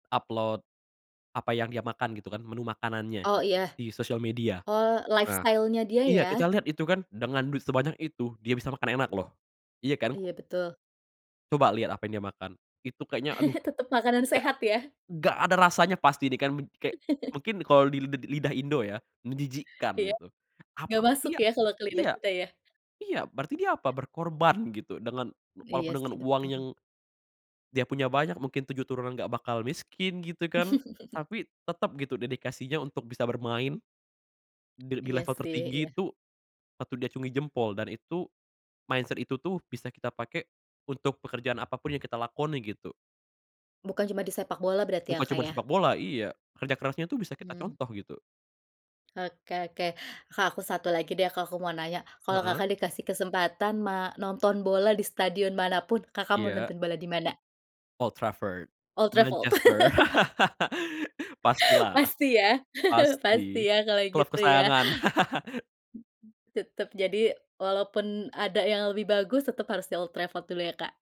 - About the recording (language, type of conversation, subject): Indonesian, podcast, Bagaimana kamu mulai menekuni hobi itu dari awal sampai sekarang?
- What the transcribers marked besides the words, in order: other background noise; in English: "Upload"; in English: "lifestyle-nya"; chuckle; laugh; chuckle; tapping; in English: "mindset"; laugh; chuckle; laugh